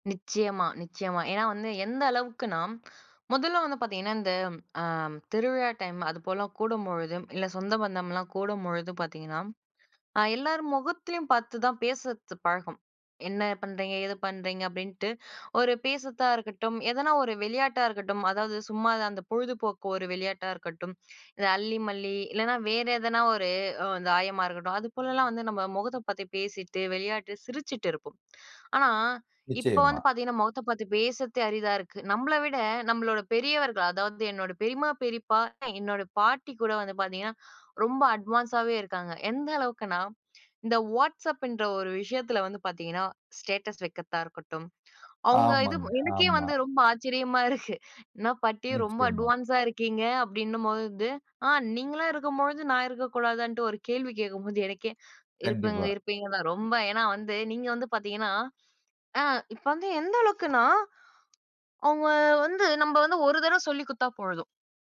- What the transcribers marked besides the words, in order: "பழக்கம்" said as "பழகும்"; in English: "அட்வான்ஸ்"; in English: "ஸ்டேட்டஸ்"; chuckle; in English: "அட்வான்ஸா"; dog barking; other noise
- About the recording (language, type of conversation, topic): Tamil, podcast, வீட்டில் கைபேசி, தொலைக்காட்சி போன்றவற்றைப் பயன்படுத்துவதற்கு நீங்கள் எந்த விதிமுறைகள் வைத்திருக்கிறீர்கள்?